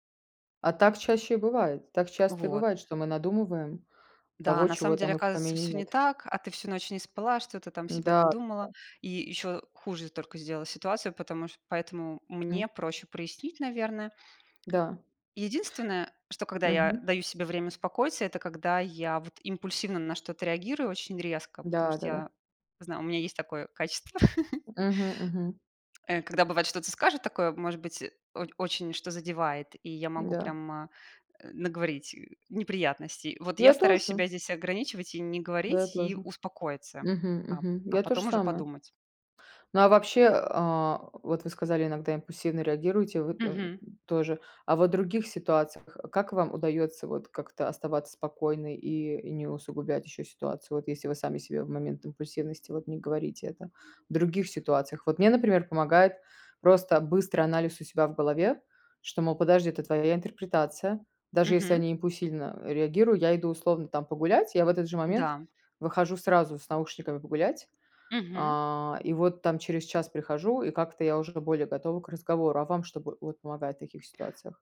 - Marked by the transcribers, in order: tapping; chuckle; other background noise; grunt; "импульсивно" said as "импусильно"
- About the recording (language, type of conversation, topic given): Russian, unstructured, Как справиться с ситуацией, когда кто-то вас обидел?